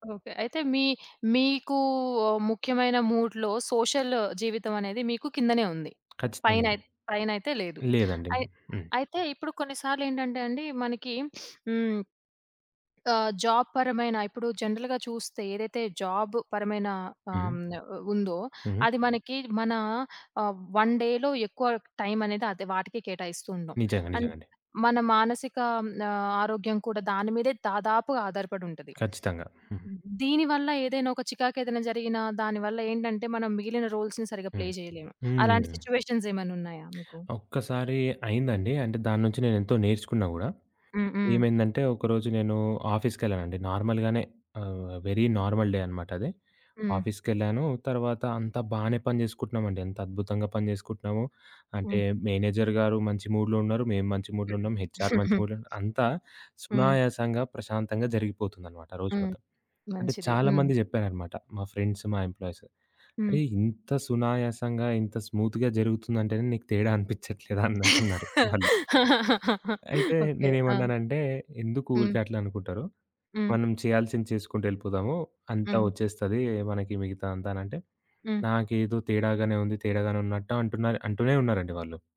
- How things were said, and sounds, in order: in English: "మూడ్‌లో సోషల్"; tapping; sniff; in English: "జాబ్"; in English: "జనరల్‌గా"; in English: "జాబ్"; in English: "వన్ డే‌లో"; in English: "అండ్"; in English: "రోల్స్‌ని"; in English: "ప్లే"; in English: "సిట్యుయేషన్స్"; other background noise; in English: "నార్మల్‌గానే"; in English: "వెరీ నార్మల్ డే"; in English: "మేనేజర్"; in English: "మూడ్‌లో"; in English: "మూడ్‌లో"; in English: "హెచ్ఆర్"; giggle; in English: "మూడ్‌లో"; in English: "స్మూత్‌గా"; laugh; chuckle
- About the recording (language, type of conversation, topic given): Telugu, podcast, సోషియల్ జీవితం, ఇంటి బాధ్యతలు, పని మధ్య మీరు ఎలా సంతులనం చేస్తారు?